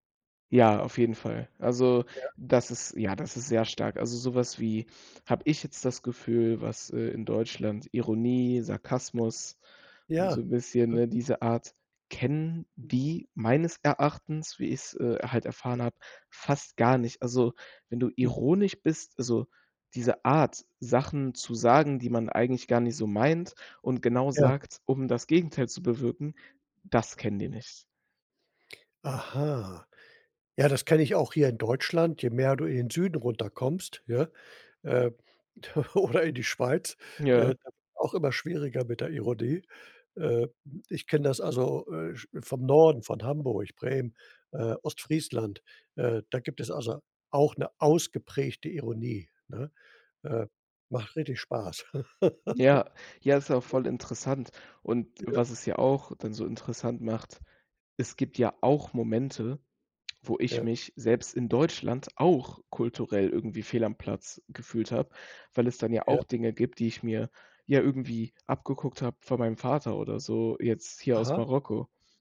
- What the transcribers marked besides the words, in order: other background noise; stressed: "Art"; stressed: "das"; unintelligible speech; giggle; other noise; giggle; stressed: "auch"; stressed: "auch"
- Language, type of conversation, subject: German, podcast, Hast du dich schon einmal kulturell fehl am Platz gefühlt?